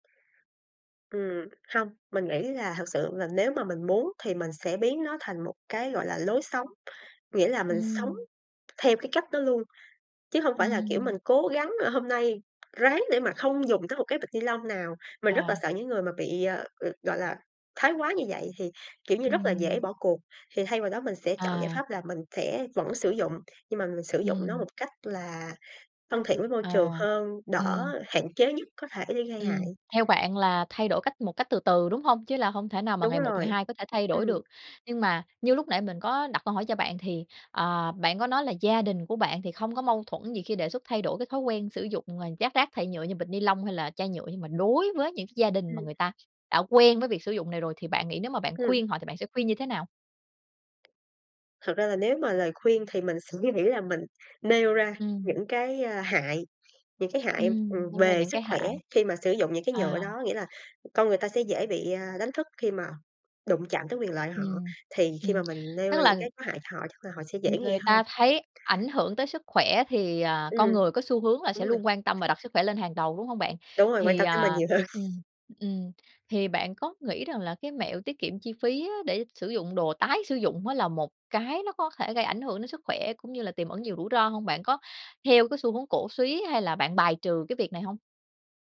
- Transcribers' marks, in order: tapping; other background noise; laughing while speaking: "suy nghĩ"; laughing while speaking: "hơn"
- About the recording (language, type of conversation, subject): Vietnamese, podcast, Bạn có những mẹo nào để giảm rác thải nhựa trong sinh hoạt hằng ngày không?